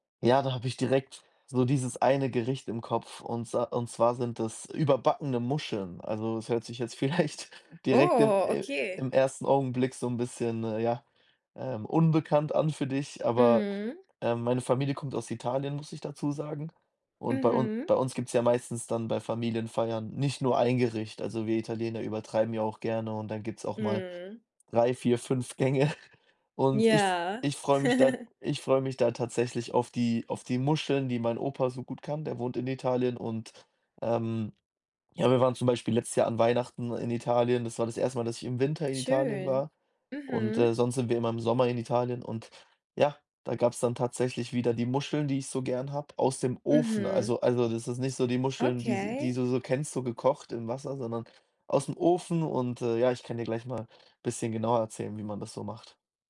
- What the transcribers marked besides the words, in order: laughing while speaking: "vielleicht"; laughing while speaking: "Gänge"; chuckle; other background noise
- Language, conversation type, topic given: German, podcast, Was ist dein liebstes Gericht bei Familienfeiern?